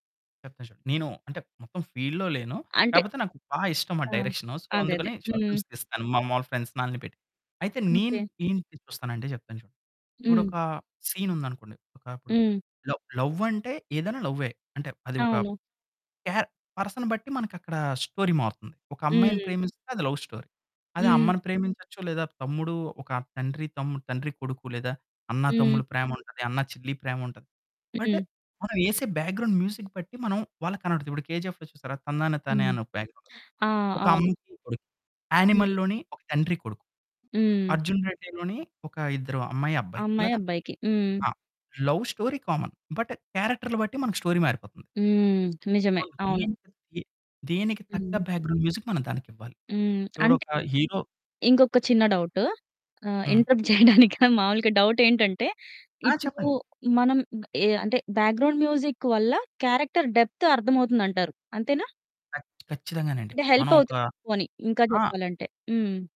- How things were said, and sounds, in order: in English: "ఫీల్డ్‌లో"; in English: "సో"; in English: "షార్ట్ ఫిల్మ్స్"; other background noise; in English: "ఫ్రెండ్స్‌ని"; in English: "లవ్"; in English: "పర్సన్‌ని"; in English: "స్టోరీ"; in English: "లవ్ స్టోరీ"; in English: "బ్యాక్‌గ్రౌండ్ మ్యూజిక్"; in English: "బ్యాక్‌గ్రౌండ్స్"; distorted speech; in English: "లవ్ స్టోరీ కామన్"; in English: "స్టోరీ"; in English: "సో"; in English: "బ్యాక్‌గ్రౌండ్ మ్యూజిక్"; in English: "హీరో"; laughing while speaking: "ఇంటరప్ట్ చేయడానికి మాములుగా డౌటెంటంటే"; in English: "ఇంటరప్ట్"; in English: "బ్యాక్‌గ్రౌండ్ మ్యూజిక్"; in English: "క్యారెక్టర్"
- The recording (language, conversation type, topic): Telugu, podcast, సినిమాల నేపథ్య సంగీతం మీ జీవిత అనుభవాలపై ఎలా ప్రభావం చూపించింది?